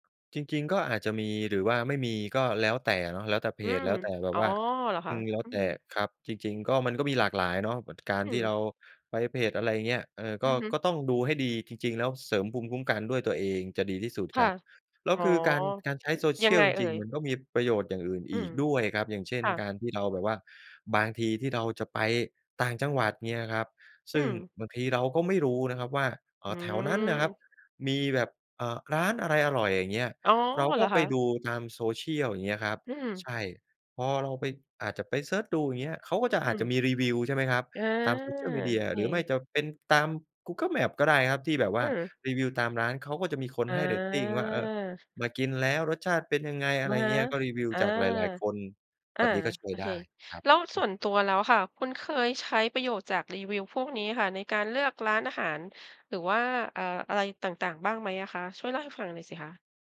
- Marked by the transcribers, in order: none
- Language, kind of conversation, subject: Thai, podcast, คุณใช้โซเชียลมีเดียให้เกิดประโยชน์ยังไง?